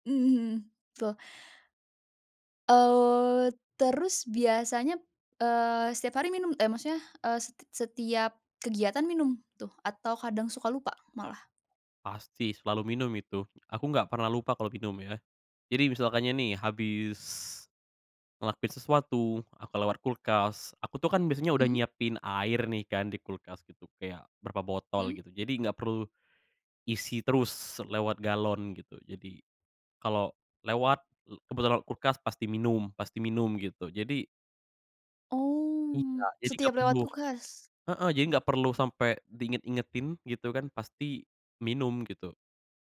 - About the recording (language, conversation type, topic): Indonesian, podcast, Apa strategi yang kamu pakai supaya bisa minum air yang cukup setiap hari?
- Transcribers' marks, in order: unintelligible speech; other background noise